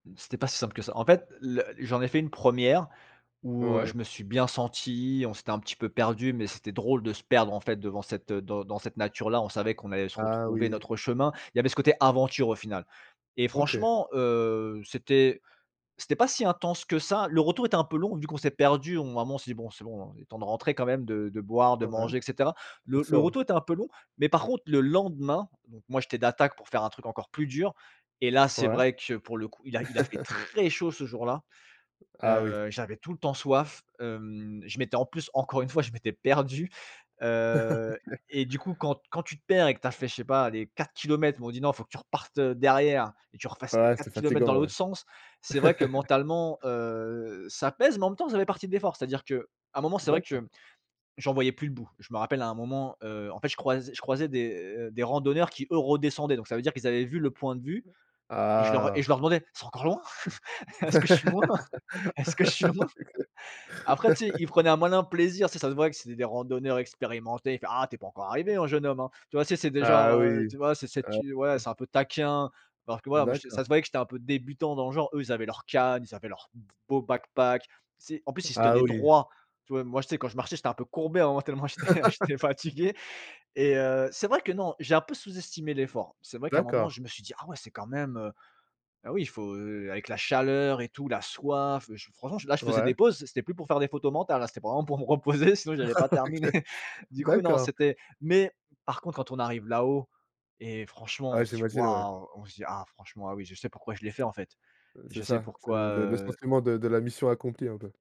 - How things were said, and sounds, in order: stressed: "très"; chuckle; laughing while speaking: "encore une fois, je m'étais perdu"; chuckle; laughing while speaking: "Oui"; laugh; chuckle; laughing while speaking: "Est-ce que je suis loin ? Est-ce que je suis loin ?"; drawn out: "Ah !"; laugh; laughing while speaking: "Exact"; laugh; in English: "Backpack"; laugh; laughing while speaking: "j'étais fatigué"; laugh; laughing while speaking: "OK"; laughing while speaking: "me reposer, sinon j'allais pas terminer"
- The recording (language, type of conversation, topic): French, podcast, Quelle est l’une de tes plus belles randonnées, et pourquoi t’a-t-elle marqué(e) ?